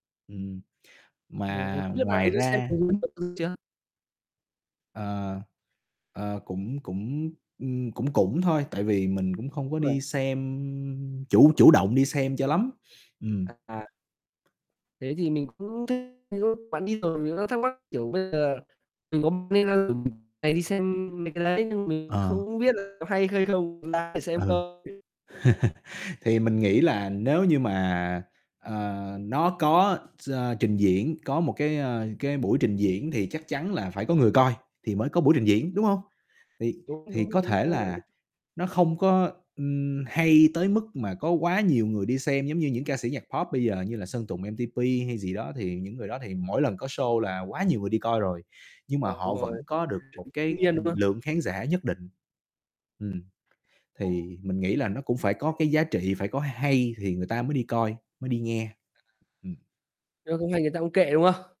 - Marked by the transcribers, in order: distorted speech; unintelligible speech; unintelligible speech; unintelligible speech; chuckle; in English: "show"; unintelligible speech
- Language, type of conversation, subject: Vietnamese, unstructured, Âm nhạc truyền thống có còn quan trọng trong thế giới hiện đại không?